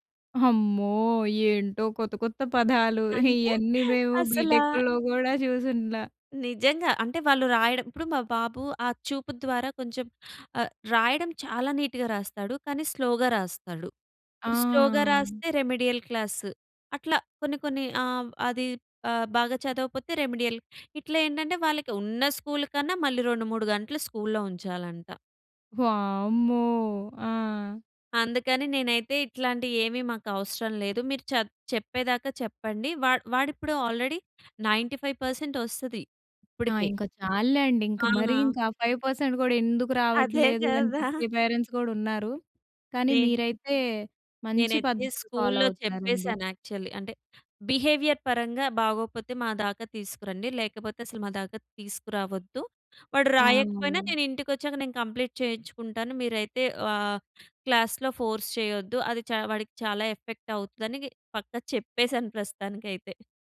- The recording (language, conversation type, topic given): Telugu, podcast, స్కూల్‌లో మానసిక ఆరోగ్యానికి ఎంత ప్రాధాన్యం ఇస్తారు?
- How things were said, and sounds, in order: chuckle; in English: "బి‌టెక్‌ల్లో"; laughing while speaking: "అసలా"; in English: "నీట్‌గా"; in English: "స్లోగా"; in English: "స్లో‌గా"; in English: "రెమెడియల్"; in English: "రెమెడియల్"; drawn out: "వామ్మో!"; in English: "ఆల్రెడీ నైంటీ ఫైవ్ పర్సెంట్"; in English: "ఫైవ్ పర్సెంట్"; chuckle; in English: "పేరెంట్స్"; unintelligible speech; in English: "ఫాలో"; in English: "యాక్చువల్లి"; in English: "బిహేవియర్"; in English: "కంప్లీట్"; in English: "ఫోర్స్"; in English: "ఎఫెక్ట్"; other background noise